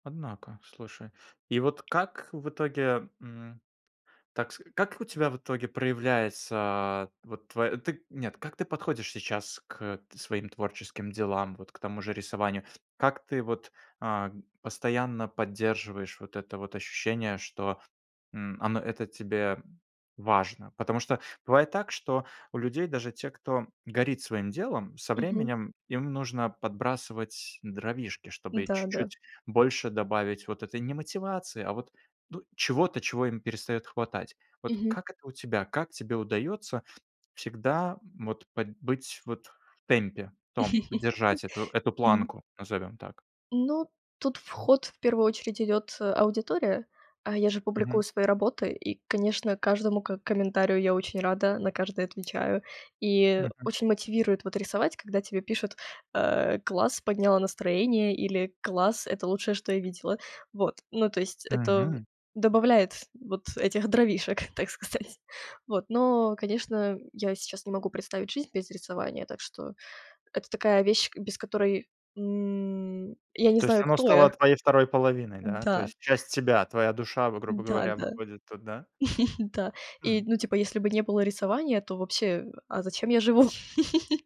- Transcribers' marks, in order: tapping; laugh; laughing while speaking: "так сказать"; drawn out: "м"; chuckle; chuckle
- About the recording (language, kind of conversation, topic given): Russian, podcast, Как ты понял(а), что ты творческий человек?